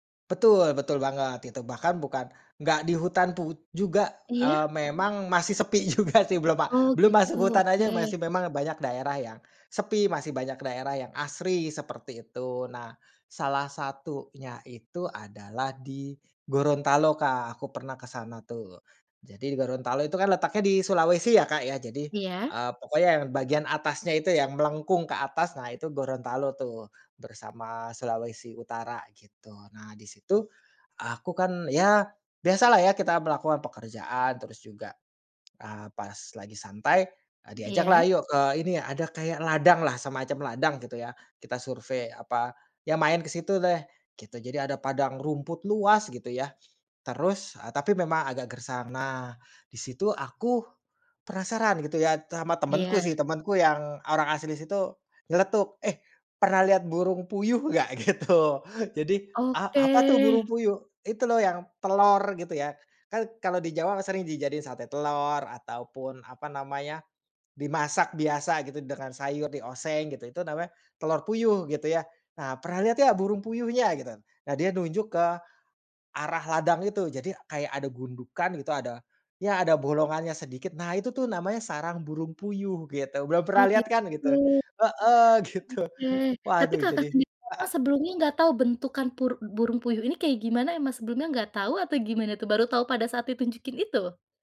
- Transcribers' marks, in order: other background noise; laughing while speaking: "juga"; "sama" said as "tama"; laughing while speaking: "Gitu"; laughing while speaking: "gitu"
- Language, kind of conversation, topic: Indonesian, podcast, Bagaimana pengalamanmu bertemu satwa liar saat berpetualang?